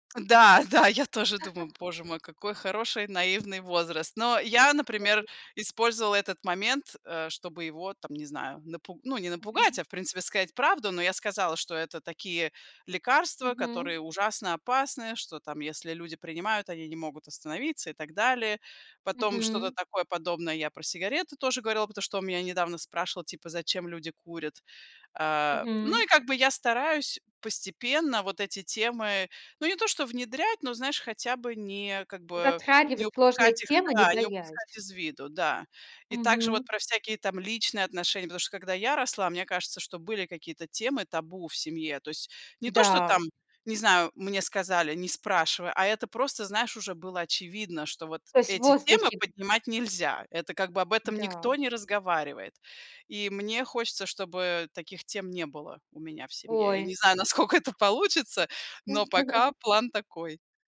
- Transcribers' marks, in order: laughing while speaking: "да, я"; laugh; other noise; laughing while speaking: "насколько"; laugh
- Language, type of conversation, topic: Russian, podcast, Как ты выстраиваешь доверие в разговоре?